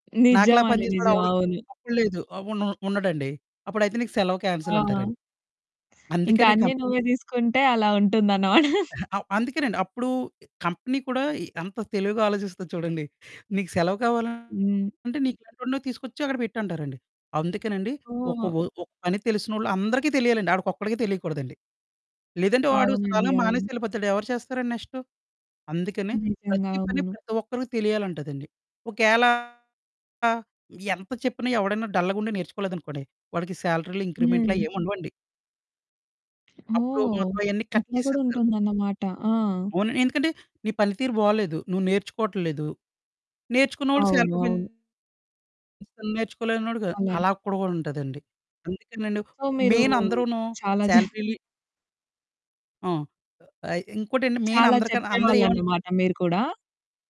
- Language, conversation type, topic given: Telugu, podcast, బహిరంగంగా భావాలు పంచుకునేలా సురక్షితమైన వాతావరణాన్ని ఎలా రూపొందించగలరు?
- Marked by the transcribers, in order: tapping; distorted speech; other background noise; in English: "కంపెనీ"; chuckle; in English: "కంపెనీ"; in English: "సడన్‌గా"; in English: "శాలరీలో"; in English: "కట్"; in English: "సో"